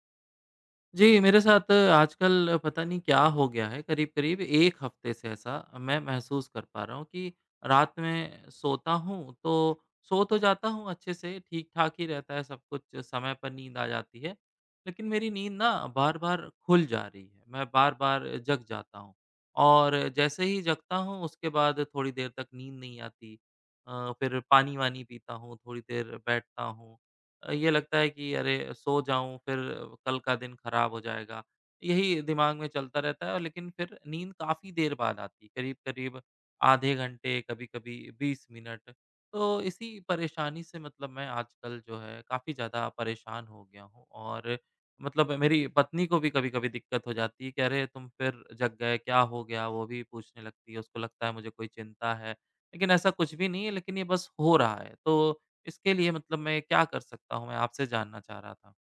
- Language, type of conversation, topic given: Hindi, advice, रात में बार-बार जागना और फिर सो न पाना
- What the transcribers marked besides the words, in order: tapping